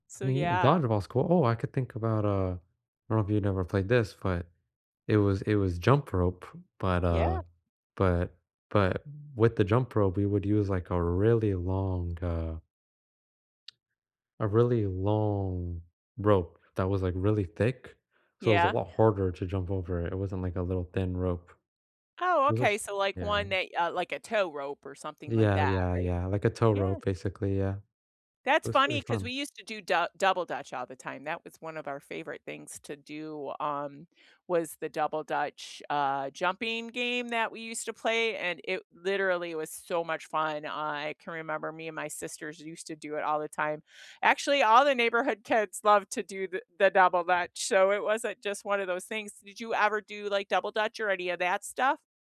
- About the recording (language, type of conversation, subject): English, unstructured, Which childhood game or family tradition has stayed with you, and why does it matter to you now?
- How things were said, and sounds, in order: none